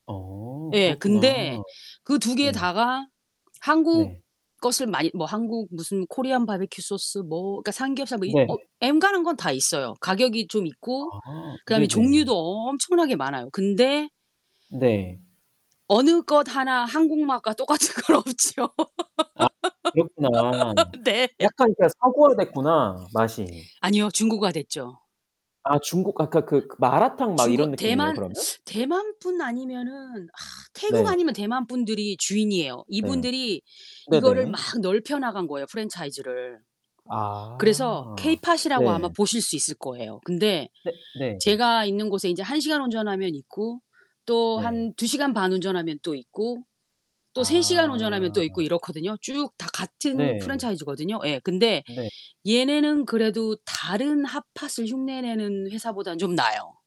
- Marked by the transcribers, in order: static; tapping; distorted speech; laughing while speaking: "똑같은 건 없죠. 네"; laugh; other background noise; other noise
- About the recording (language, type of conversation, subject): Korean, unstructured, 특별한 날에 꼭 챙겨 먹는 음식이 있나요?